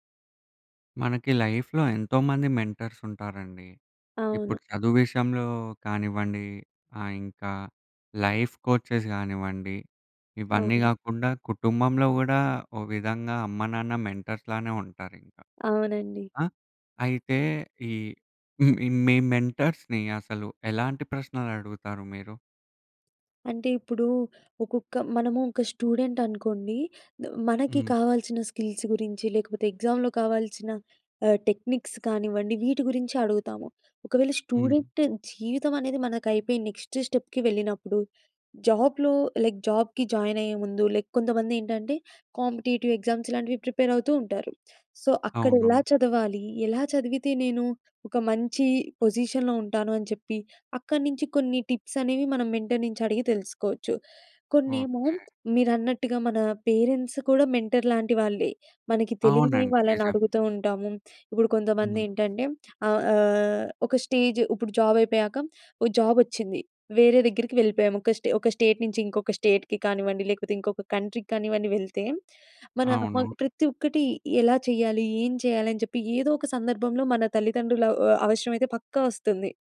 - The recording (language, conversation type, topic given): Telugu, podcast, నువ్వు మెంటర్‌ను ఎలాంటి ప్రశ్నలు అడుగుతావు?
- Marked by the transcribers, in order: in English: "లైఫ్‌లో"; in English: "లైఫ్ కోచెస్"; in English: "మెంటర్స్‌లానే"; in English: "మెంటర్స్‌ని"; in English: "స్కిల్స్"; in English: "ఎగ్జామ్‌లో"; in English: "టెక్నిక్స్"; in English: "స్టూడెంట్"; in English: "నెక్స్ట్ స్టెప్‌కి"; in English: "జాబ్‌లో లైక్ జాబ్‌కి"; in English: "లైక్"; in English: "కాంపిటీటివ్ ఎగ్జామ్స్"; in English: "సో"; in English: "పొజిషన్‌లో"; in English: "మెంటర్"; in English: "పేరెంట్స్"; in English: "మెంటర్‌లాంటి"; in English: "స్టేజ్"; in English: "స్టేట్"; in English: "స్టేట్‌కి"; in English: "కంట్రీ‌కి"